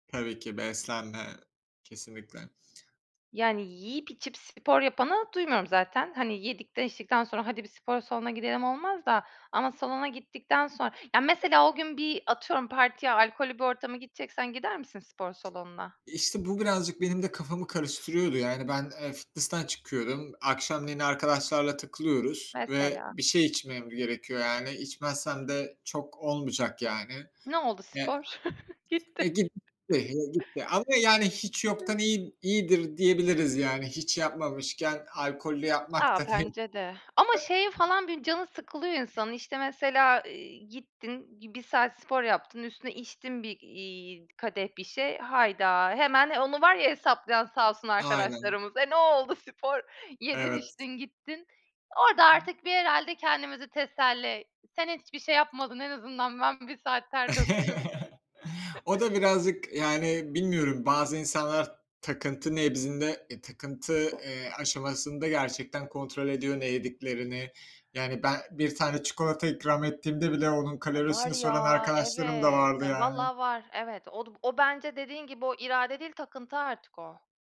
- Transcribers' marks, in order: other background noise; chuckle; chuckle; tapping; chuckle; laughing while speaking: "döktüm"; chuckle; "nezdinde" said as "nebzinde"
- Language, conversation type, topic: Turkish, unstructured, Spor salonları pahalı olduğu için spor yapmayanları haksız mı buluyorsunuz?